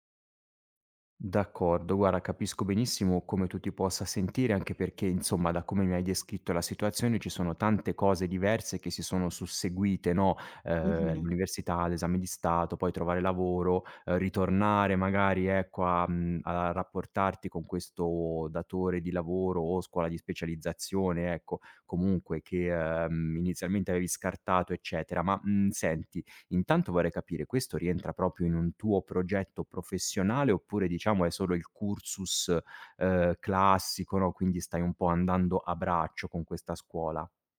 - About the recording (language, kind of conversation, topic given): Italian, advice, Come posso gestire l’ansia di fallire in un nuovo lavoro o in un progetto importante?
- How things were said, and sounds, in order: in Latin: "cursus"